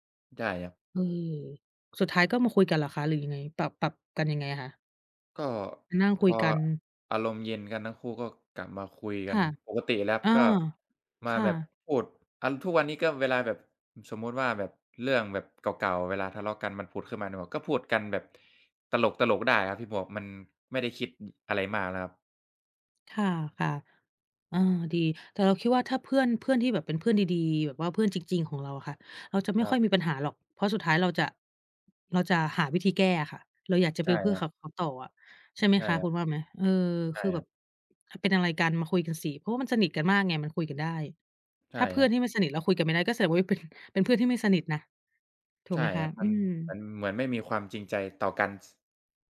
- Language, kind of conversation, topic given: Thai, unstructured, เพื่อนที่ดีมีผลต่อชีวิตคุณอย่างไรบ้าง?
- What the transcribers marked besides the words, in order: laughing while speaking: "ว่าเป็น"